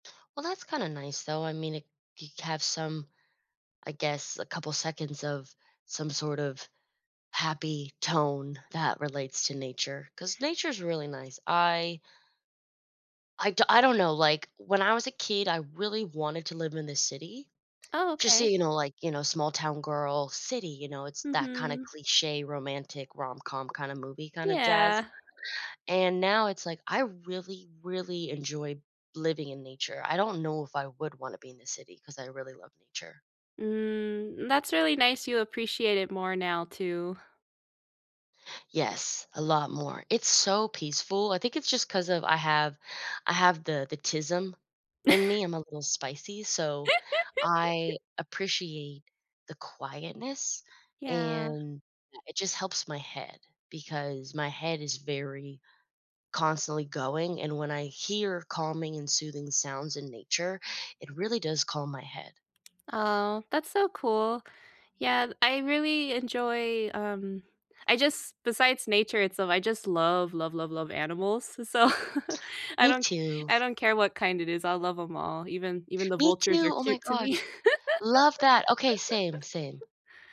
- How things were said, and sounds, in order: chuckle; laugh; laughing while speaking: "so"; laugh
- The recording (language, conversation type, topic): English, unstructured, What is your happiest memory in nature?